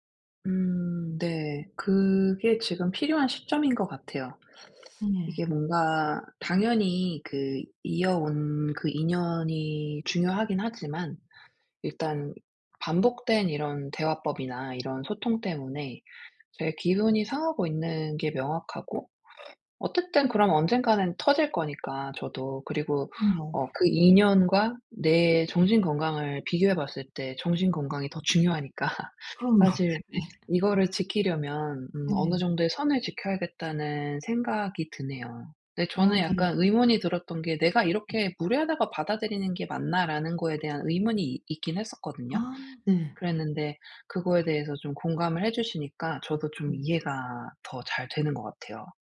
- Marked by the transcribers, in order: other background noise; laughing while speaking: "중요하니까"; laughing while speaking: "그럼요. 네"; tapping
- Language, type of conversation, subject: Korean, advice, 어떻게 하면 타인의 무례한 지적을 개인적으로 받아들이지 않을 수 있을까요?